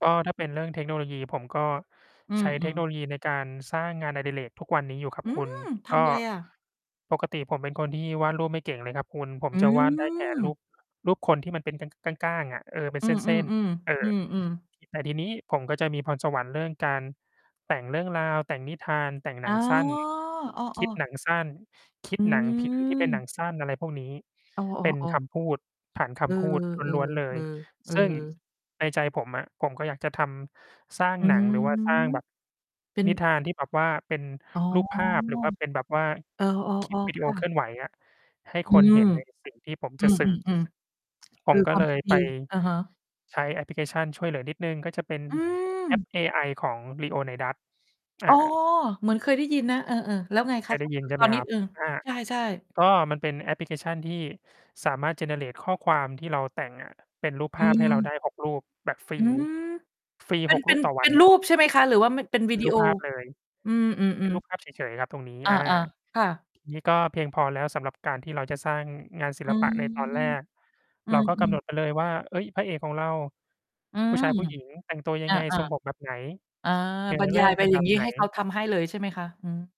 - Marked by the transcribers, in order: distorted speech; tapping; in English: "generate"; other background noise
- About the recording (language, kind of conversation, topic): Thai, unstructured, คุณคิดว่าเทคโนโลยีสามารถช่วยสร้างแรงบันดาลใจในชีวิตได้ไหม?